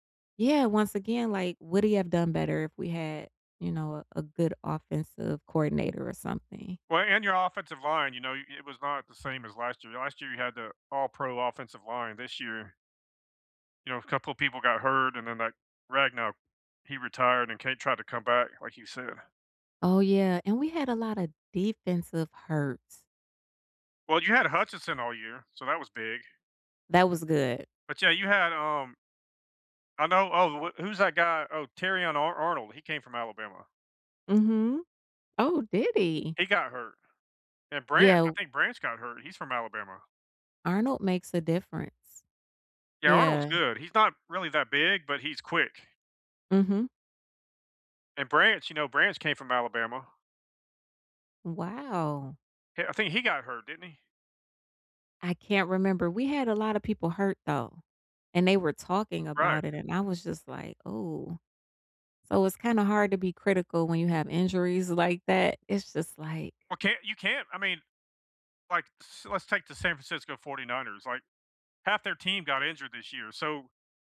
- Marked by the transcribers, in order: tapping
- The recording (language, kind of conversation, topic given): English, unstructured, How do you balance being a supportive fan and a critical observer when your team is struggling?